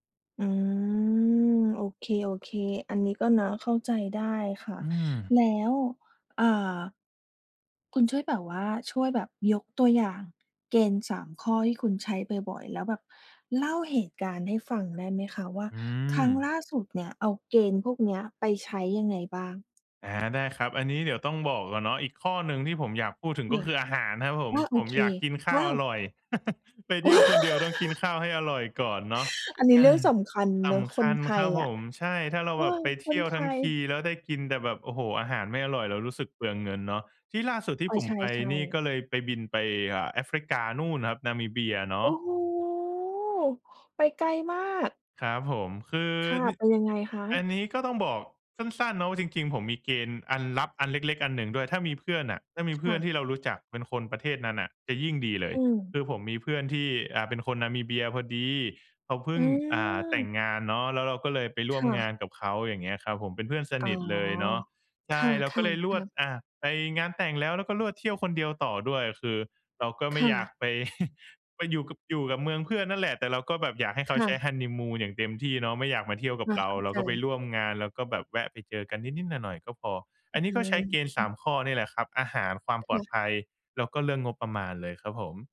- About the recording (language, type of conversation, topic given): Thai, podcast, คุณใช้เกณฑ์อะไรบ้างในการเลือกจุดหมายสำหรับเที่ยวคนเดียว?
- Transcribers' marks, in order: unintelligible speech; laugh; drawn out: "โอ้โฮ"; other background noise; laugh